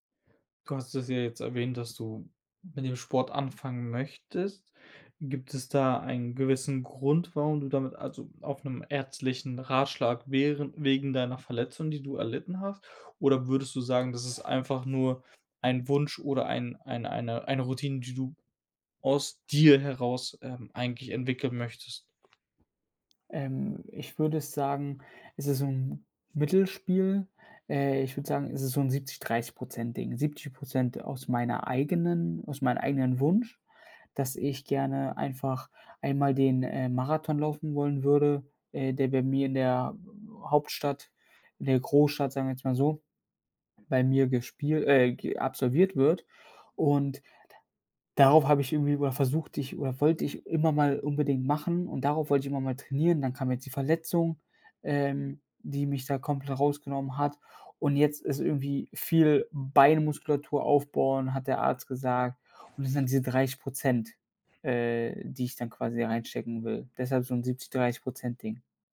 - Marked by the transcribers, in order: other background noise; stressed: "dir"; tapping
- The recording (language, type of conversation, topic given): German, advice, Wie kann ich nach einer Krankheit oder Verletzung wieder eine Routine aufbauen?
- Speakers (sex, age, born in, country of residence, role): male, 25-29, Germany, Germany, advisor; male, 25-29, Germany, Germany, user